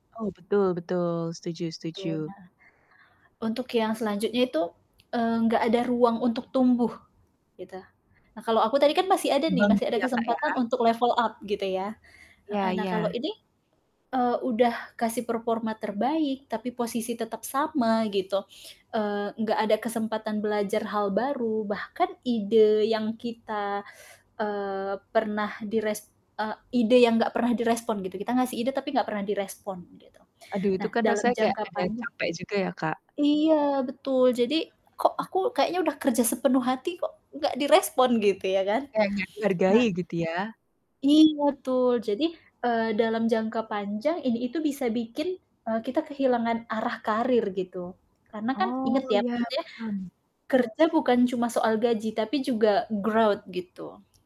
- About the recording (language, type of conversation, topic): Indonesian, podcast, Apa saja tanda-tanda bahwa sudah waktunya mengundurkan diri dari pekerjaan?
- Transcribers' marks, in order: static; tapping; distorted speech; in English: "level up"; teeth sucking; in English: "growth"